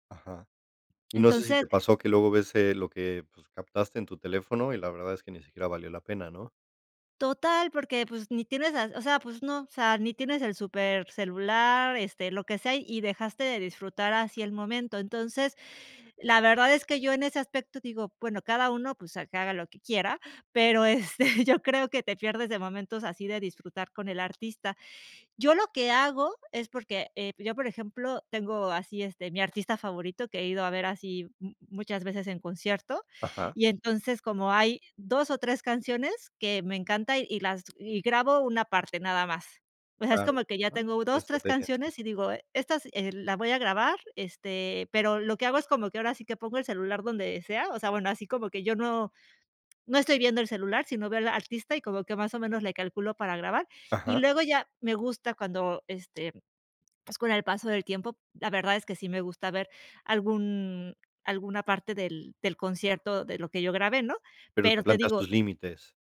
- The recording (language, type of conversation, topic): Spanish, podcast, ¿Qué opinas de la gente que usa el celular en conciertos?
- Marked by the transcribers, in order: other background noise; chuckle